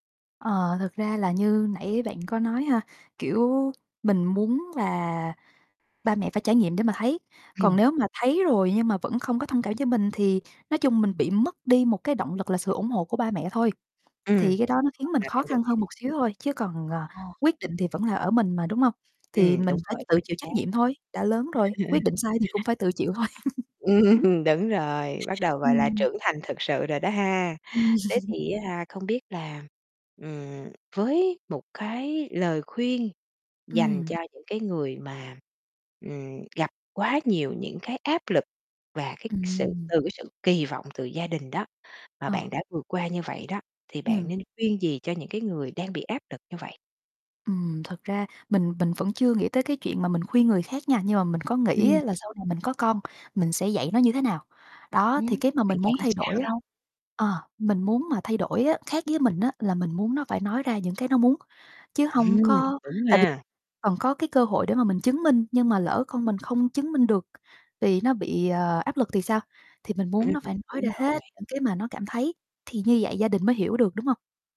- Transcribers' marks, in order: other background noise; tapping; static; distorted speech; laugh; laughing while speaking: "Ừm, đúng rồi"; chuckle
- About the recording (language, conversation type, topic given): Vietnamese, podcast, Bạn thường làm gì khi cảm thấy áp lực từ những kỳ vọng của gia đình?